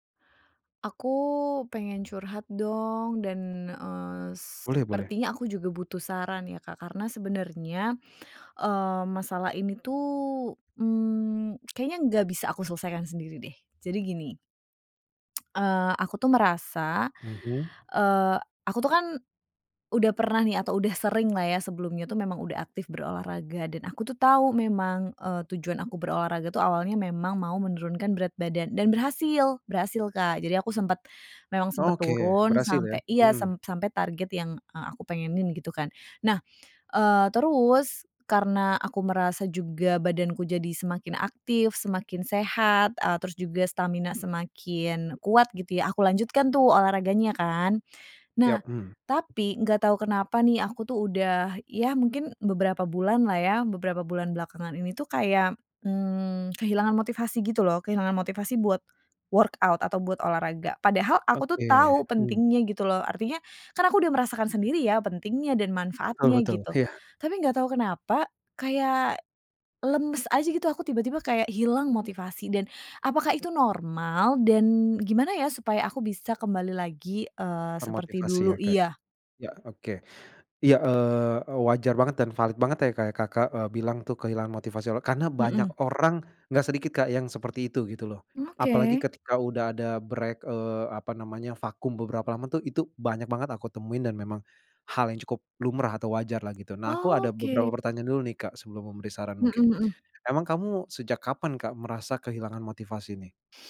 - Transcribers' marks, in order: tongue click; tongue click; other background noise; in English: "workout"; in English: "break"
- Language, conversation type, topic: Indonesian, advice, Bagaimana saya bisa kembali termotivasi untuk berolahraga meski saya tahu itu penting?